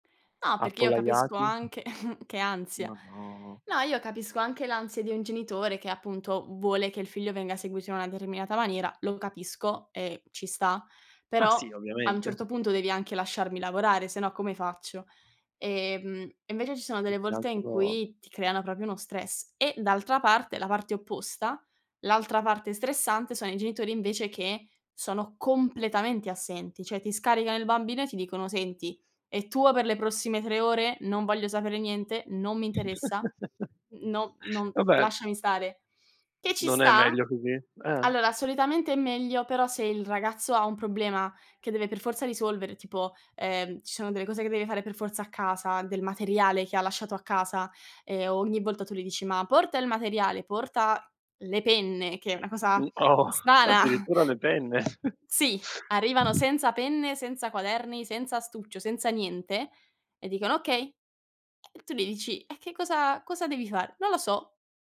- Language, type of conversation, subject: Italian, unstructured, Come gestisci lo stress nella tua vita quotidiana?
- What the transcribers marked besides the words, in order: other background noise; chuckle; "vuole" said as "vole"; "proprio" said as "propio"; "cioè" said as "ceh"; chuckle; laughing while speaking: "po'"; laughing while speaking: "strana"; tapping; chuckle; wind